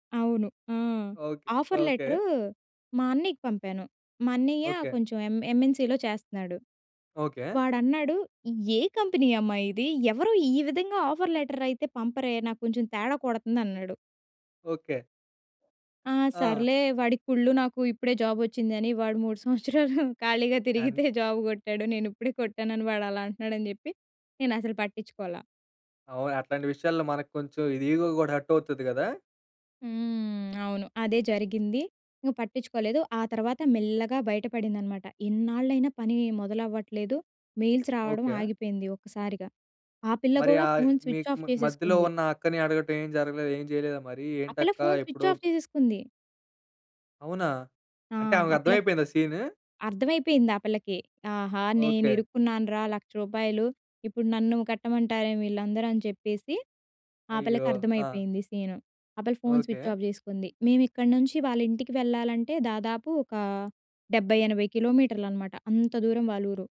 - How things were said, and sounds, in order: in English: "ఆఫర్"; in English: "ఎం ఎంఎన్‌సీలో"; in English: "కంపెనీ"; in English: "ఆఫర్"; laughing while speaking: "మూడు సంవత్సరాలు ఖాళీగా తిరిగితే జాబు కొట్టాడు"; in English: "ఈగో"; other noise; tapping; in English: "మెయిల్స్"; in English: "స్విచ్ ఆఫ్"; in English: "స్విచ్ ఆఫ్"; in English: "స్విచ్ ఆఫ్"
- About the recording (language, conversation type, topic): Telugu, podcast, మీరు చేసిన ఒక పెద్ద తప్పు నుంచి ఏమి నేర్చుకున్నారు?